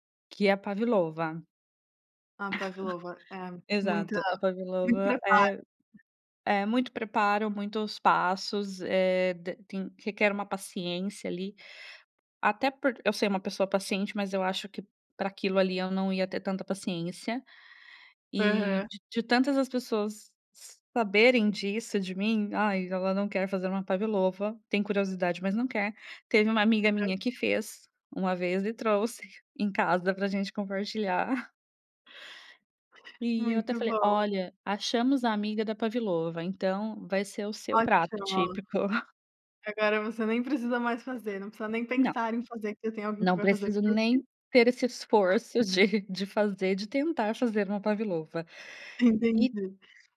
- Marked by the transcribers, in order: chuckle; tapping; unintelligible speech; chuckle; other background noise; chuckle; chuckle
- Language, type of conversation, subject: Portuguese, podcast, Por que você ama cozinhar nas horas vagas?